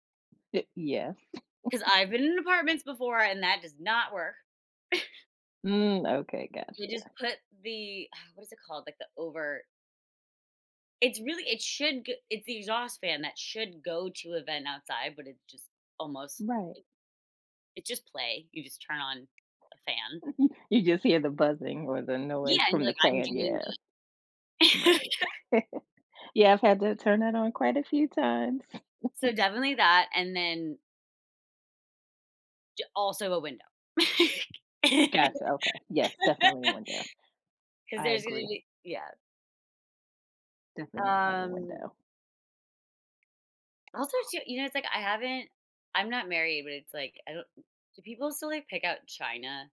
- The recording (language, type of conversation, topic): English, unstructured, How can the design of a cooking space encourage connection and creativity among guests?
- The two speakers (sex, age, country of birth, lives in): female, 35-39, United States, United States; female, 50-54, United States, United States
- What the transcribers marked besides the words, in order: other background noise; chuckle; chuckle; giggle; tapping; chuckle; laugh; chuckle; laugh